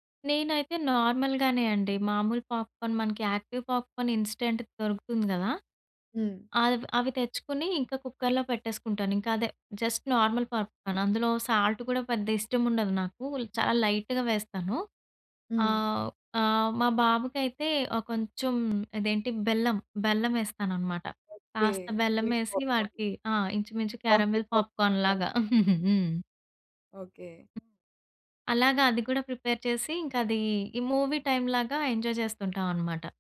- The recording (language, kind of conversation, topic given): Telugu, podcast, రోజూ నిండుగా నిద్రపోయేందుకు సిద్ధమయ్యేలా మీ రాత్రి పద్ధతి ఎలా ఉంటుంది?
- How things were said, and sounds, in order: in English: "నార్మల్"; in English: "పాప్‌కార్న్"; in English: "యాక్టివ్ పాప్‌కార్న్ ఇన్‌స్టంట్‌ది"; in English: "జస్ట్ నార్మల్ పాప్‌కార్న్"; in English: "సాల్ట్"; in English: "లైట్‌గా"; in English: "స్వీట్ పాప్‌కార్న్"; in English: "క్యారమెల్ పాప్‌కార్న్"; in English: "పాకెట్ పాప్‌కార్న్"; chuckle; in English: "ప్రిపేర్"; in English: "మూవీ టైమ్"; in English: "ఎంజాయ్"